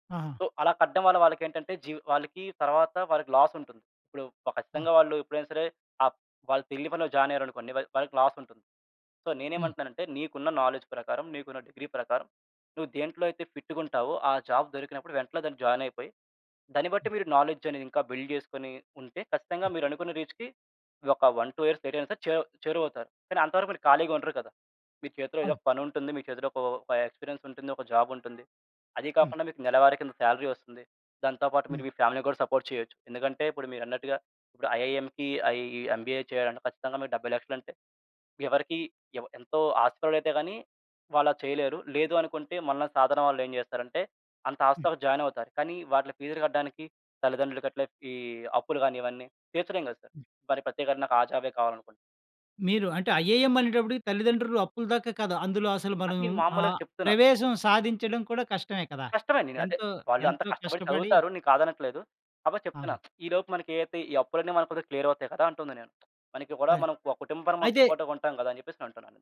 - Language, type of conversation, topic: Telugu, podcast, పాత సినిమాలను మళ్లీ తీస్తే మంచిదని మీకు అనిపిస్తుందా?
- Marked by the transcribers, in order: in English: "సో"; in English: "లాస్"; in English: "జాయిన్"; in English: "లాస్"; in English: "సో"; in English: "నాలెడ్జ్"; in English: "ఫిట్"; in English: "జాబ్"; in English: "జాయిన్"; in English: "నాలెడ్జ్"; in English: "బిల్డ్"; in English: "రీచ్‌కి"; in English: "వన్ టూ ఇయర్స్ లేట్"; in English: "ఎక్స్పీరియన్స్"; in English: "జాబ్"; horn; in English: "సాలరీ"; in English: "ఫ్యామిలీ‌ని"; in English: "సపోర్ట్"; in English: "ఐఐఎం‌కి"; in English: "ఎంబీఏ"; in English: "హాస్టల్‌లో జాయిన్"; in English: "జాబ్"; in English: "ఐఏఎం"; lip smack; in English: "క్లియర్"; in English: "సపోర్ట్‌గా"